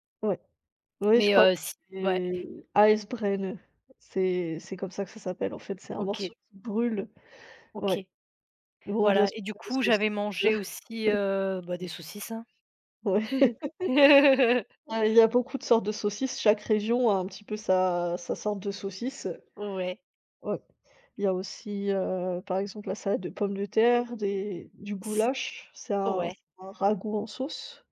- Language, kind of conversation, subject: French, unstructured, Quels plats typiques représentent le mieux votre région, et pourquoi ?
- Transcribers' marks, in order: in German: "Eisbein"; other noise; chuckle; laughing while speaking: "Ouais"; laugh; other background noise